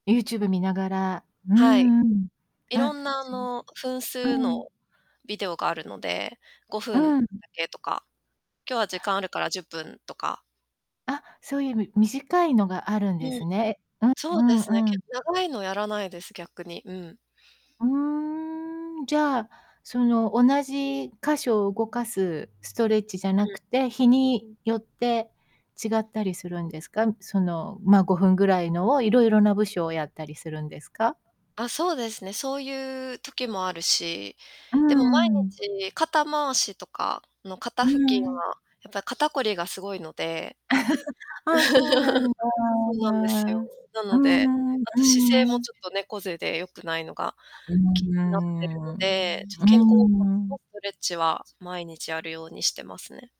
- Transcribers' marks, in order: distorted speech; static; other background noise; chuckle; giggle; unintelligible speech
- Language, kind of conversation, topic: Japanese, podcast, 朝は普段どのように過ごしていますか？